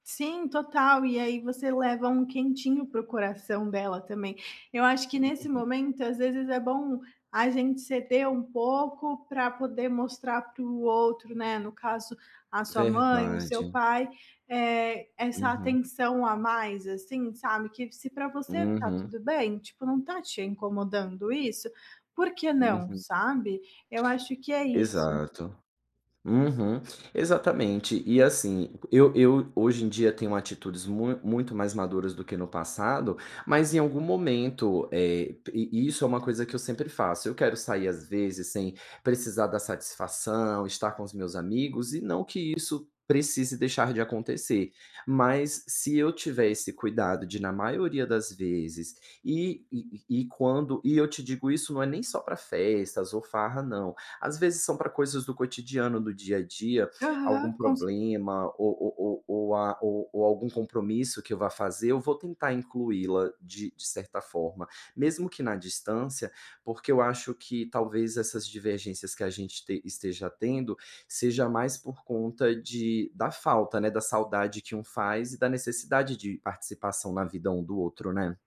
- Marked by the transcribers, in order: unintelligible speech; other background noise
- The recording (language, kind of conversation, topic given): Portuguese, advice, Como equilibrar autoridade e afeto quando os pais discordam?